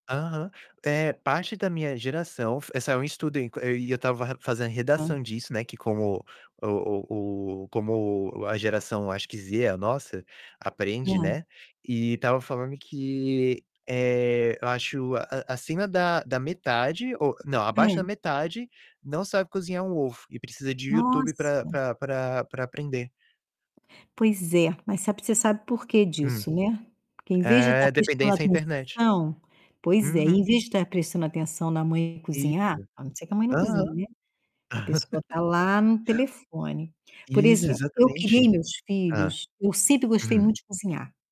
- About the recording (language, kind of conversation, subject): Portuguese, unstructured, Qual prato você acha que todo mundo deveria aprender a fazer?
- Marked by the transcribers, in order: tapping; distorted speech; laugh